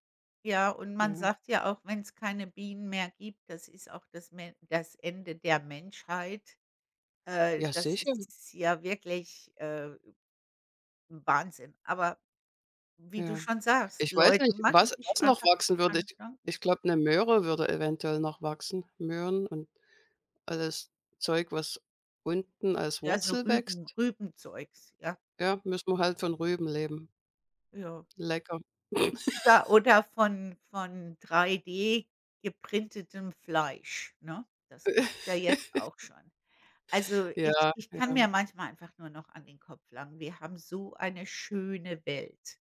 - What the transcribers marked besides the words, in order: chuckle; in English: "geprintetem"; chuckle
- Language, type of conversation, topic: German, unstructured, Warum sind Bienen für die Umwelt wichtig?